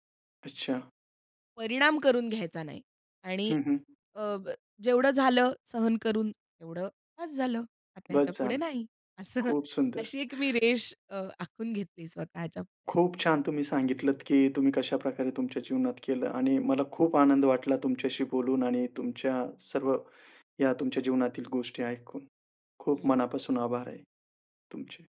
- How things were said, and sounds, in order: laughing while speaking: "असं"
- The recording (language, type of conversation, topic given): Marathi, podcast, माफ करण्याबद्दल तुझं काय मत आहे?